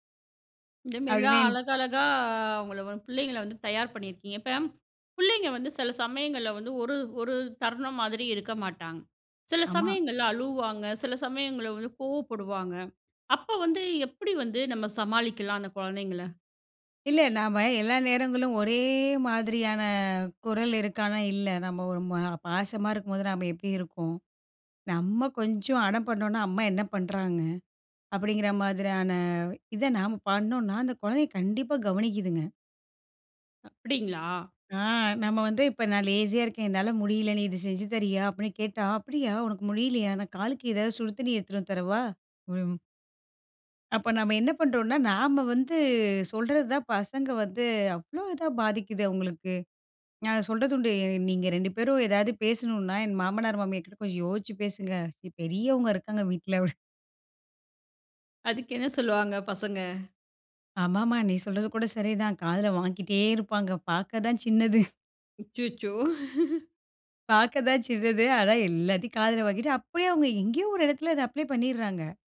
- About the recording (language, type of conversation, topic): Tamil, podcast, குழந்தைகள் அருகில் இருக்கும்போது அவர்களின் கவனத்தை வேறு விஷயத்திற்குத் திருப்புவது எப்படி?
- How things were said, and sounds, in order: drawn out: "ஒரே"; other background noise; in English: "லேஸியா"; unintelligible speech; chuckle; laughing while speaking: "சின்னது"; chuckle; laughing while speaking: "பாக்க தான் சின்னது. ஆனா எல்லாத்தையும் காதுல"; in English: "அப்ளே"